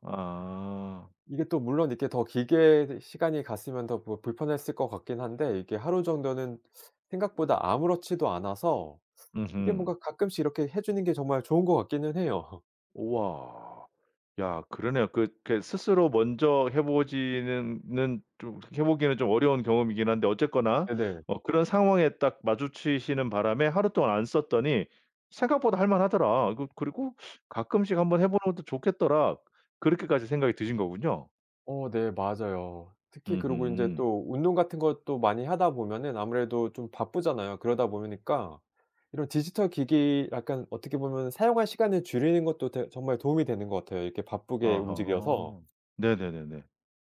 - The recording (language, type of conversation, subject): Korean, podcast, 디지털 디톡스는 어떻게 하세요?
- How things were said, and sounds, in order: laugh